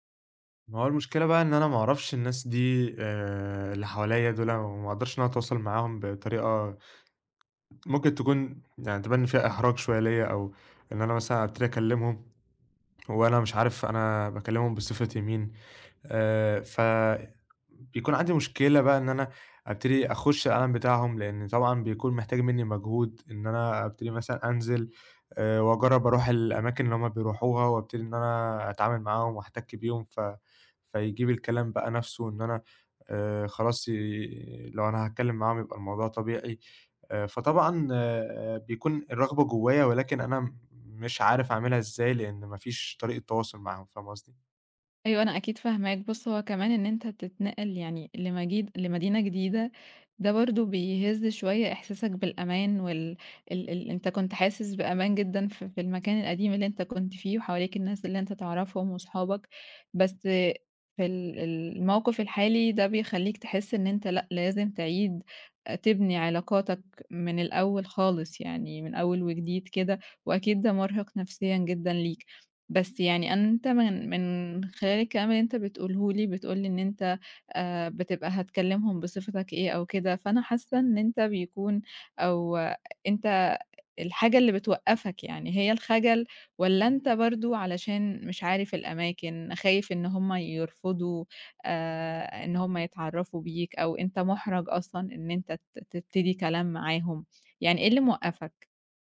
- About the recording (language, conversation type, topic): Arabic, advice, إزاي أوسّع دايرة صحابي بعد ما نقلت لمدينة جديدة؟
- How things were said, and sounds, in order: tapping